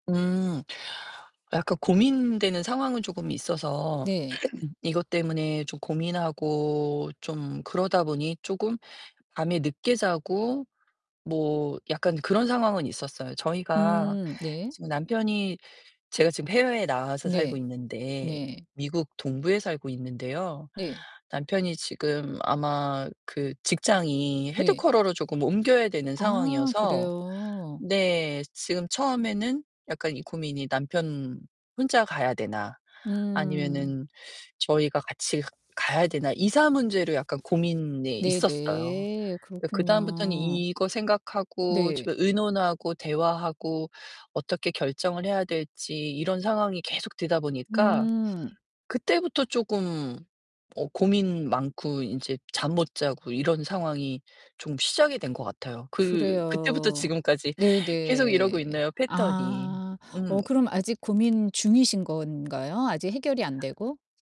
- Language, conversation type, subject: Korean, advice, 밤중에 자주 깨서 깊이 잠들지 못하는데, 어떻게 하면 개선할 수 있을까요?
- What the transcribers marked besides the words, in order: throat clearing; distorted speech; static; put-on voice: "headquarter로"; in English: "headquarter로"; other background noise; tapping